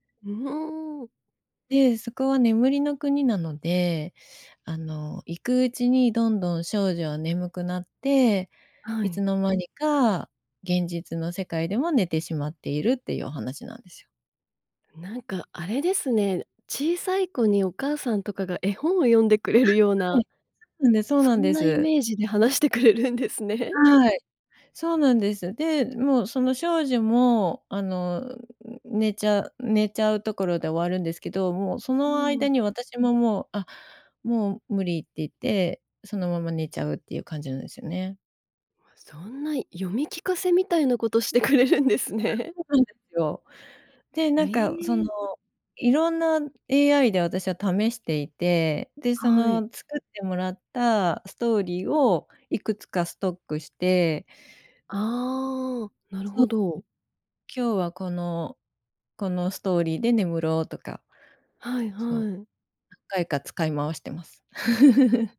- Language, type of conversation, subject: Japanese, podcast, 快適に眠るために普段どんなことをしていますか？
- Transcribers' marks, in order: joyful: "あ、はい はい、そうなんです そうなんです"; laughing while speaking: "話してくれるんですね"; laughing while speaking: "してくれるんですね"; surprised: "ええ"; unintelligible speech; laugh